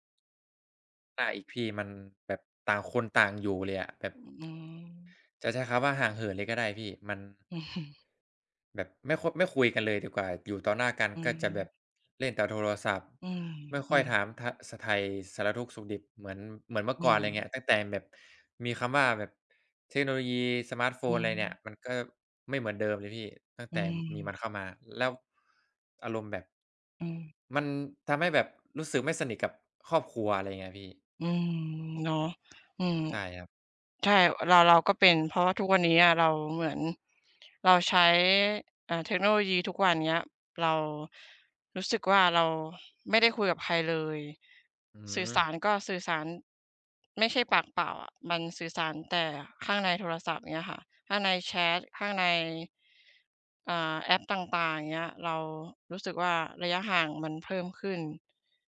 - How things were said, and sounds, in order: chuckle; other background noise; tapping
- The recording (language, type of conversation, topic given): Thai, unstructured, เทคโนโลยีได้เปลี่ยนแปลงวิถีชีวิตของคุณอย่างไรบ้าง?